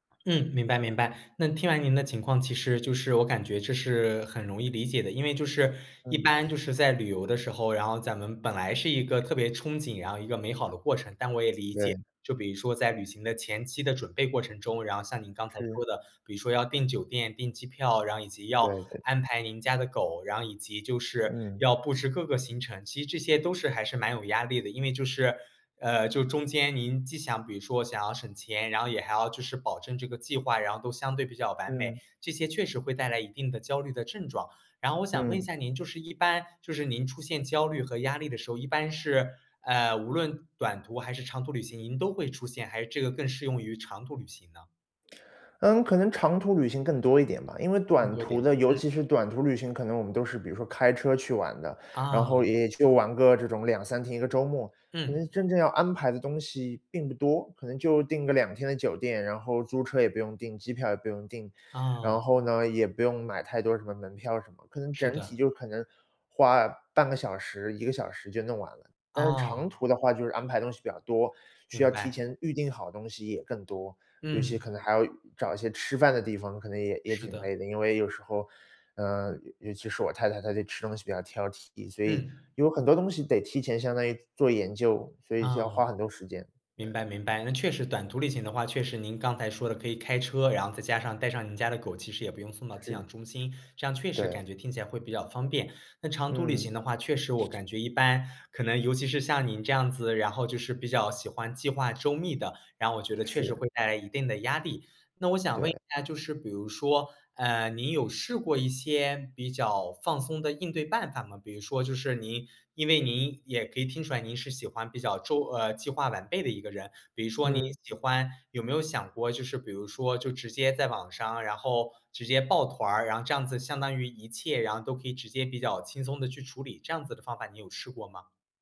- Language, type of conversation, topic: Chinese, advice, 旅行时如何控制压力和焦虑？
- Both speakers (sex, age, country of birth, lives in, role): male, 25-29, China, Sweden, advisor; male, 30-34, China, United States, user
- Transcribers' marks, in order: none